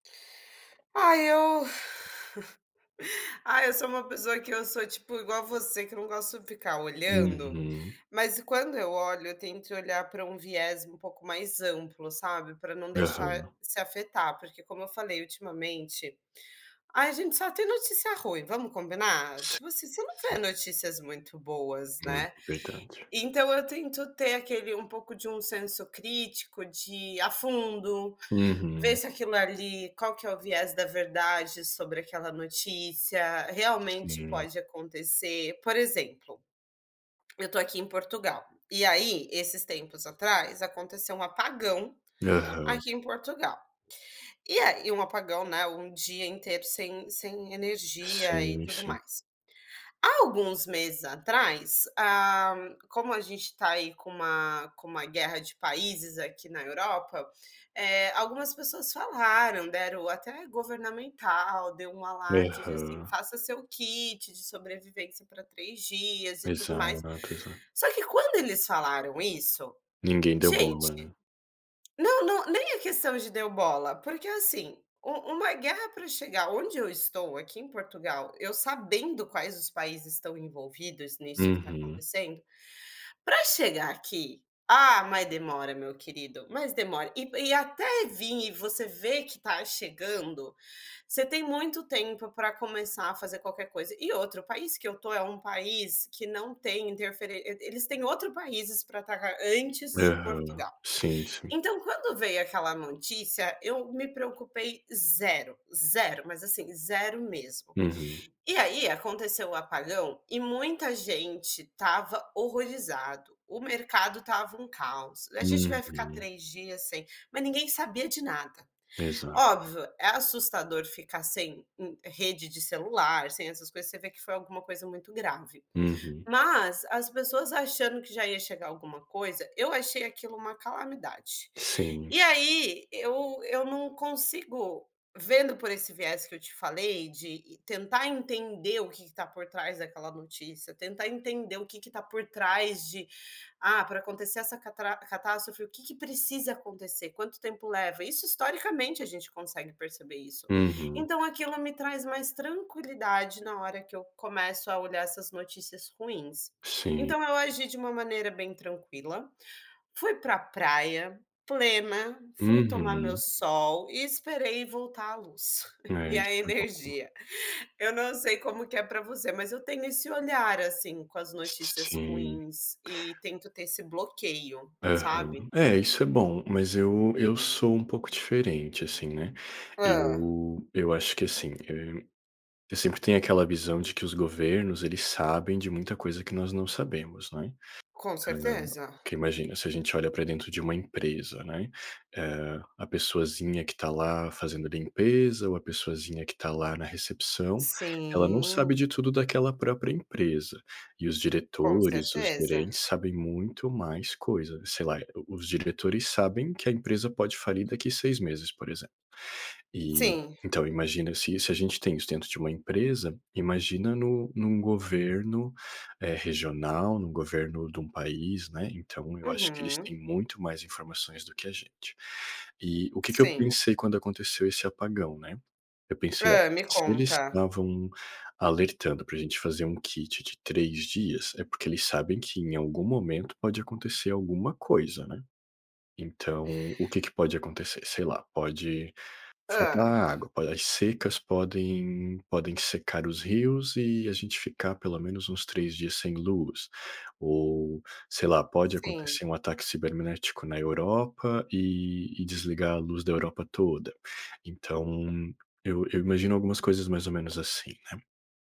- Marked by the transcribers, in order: giggle; unintelligible speech; tapping; giggle; laughing while speaking: "e a energia"; unintelligible speech; drawn out: "Sim"
- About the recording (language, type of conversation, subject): Portuguese, unstructured, Como o medo das notícias afeta sua vida pessoal?